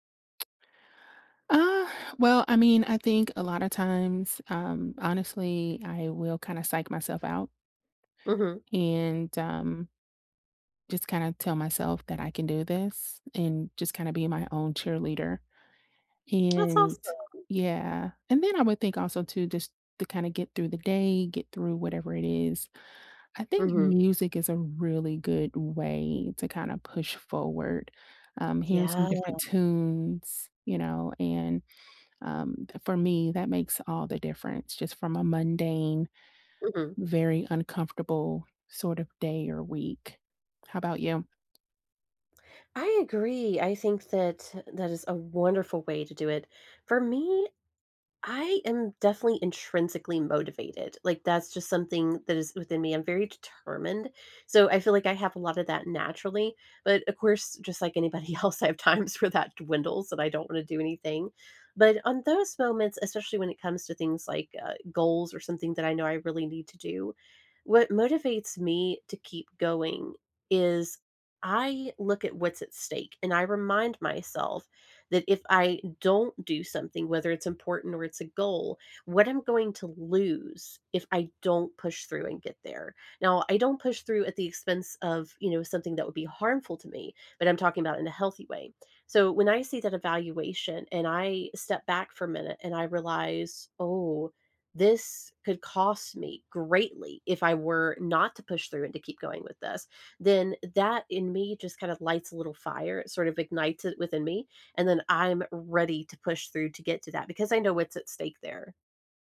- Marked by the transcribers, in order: lip smack; other background noise; stressed: "really"; tapping; laughing while speaking: "else, I have times"
- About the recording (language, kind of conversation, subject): English, unstructured, How can one tell when to push through discomfort or slow down?